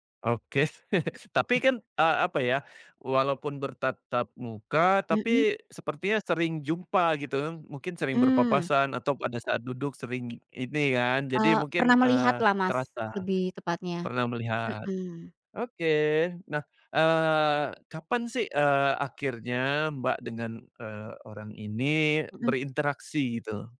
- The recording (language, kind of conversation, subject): Indonesian, podcast, Siapa orang yang paling berkesan buat kamu saat bepergian ke luar negeri, dan bagaimana kamu bertemu dengannya?
- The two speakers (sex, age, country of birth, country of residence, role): female, 40-44, Indonesia, Indonesia, guest; male, 40-44, Indonesia, Indonesia, host
- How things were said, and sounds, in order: chuckle; tapping